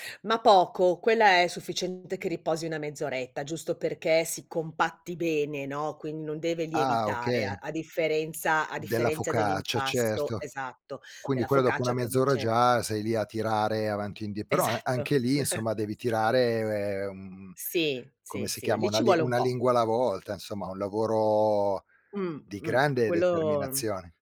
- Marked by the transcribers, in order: other background noise; tapping; chuckle; drawn out: "tirare"
- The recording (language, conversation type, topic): Italian, podcast, Qual è la tua strategia per ospitare senza stress?